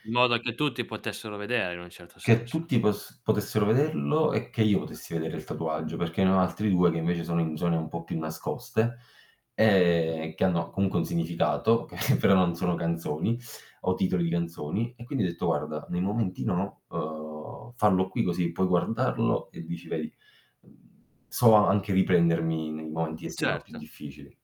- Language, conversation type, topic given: Italian, podcast, Che ruolo ha la musica nei tuoi giorni tristi o difficili?
- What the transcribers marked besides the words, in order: static; other background noise; distorted speech; laughing while speaking: "che"